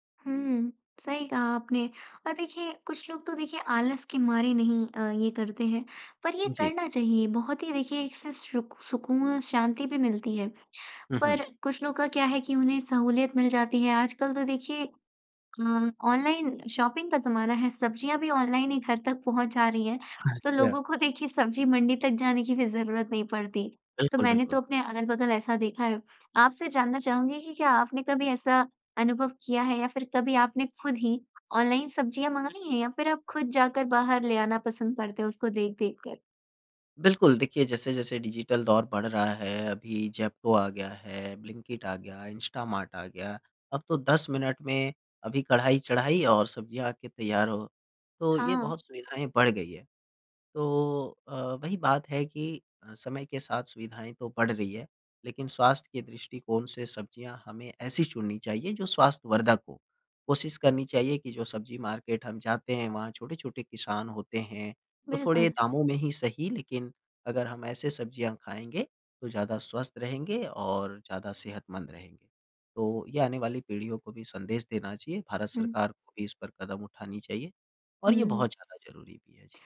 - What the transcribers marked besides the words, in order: in English: "ऑनलाइन शॉपिंग"; laughing while speaking: "देखिए"; in English: "डिजिटल"; in English: "सब्ज़ी मार्केट"
- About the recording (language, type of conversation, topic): Hindi, podcast, क्या आपने कभी किसान से सीधे सब्ज़ियाँ खरीदी हैं, और आपका अनुभव कैसा रहा?